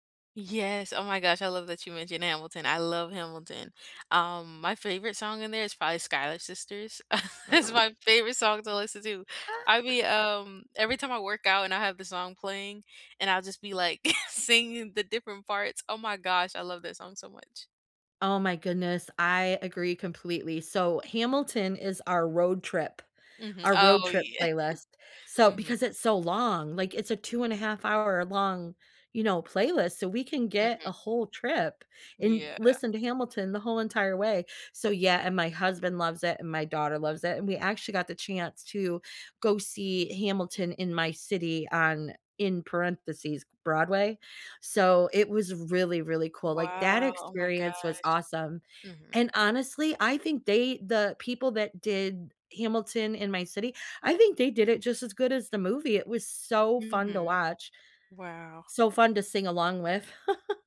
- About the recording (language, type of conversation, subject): English, unstructured, Which songs or artists have you been replaying nonstop lately, and what is it about them that connects with you?
- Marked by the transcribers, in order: laugh; laughing while speaking: "It's my"; other noise; tapping; chuckle; laughing while speaking: "yeah"; drawn out: "Wow"; stressed: "so"; laugh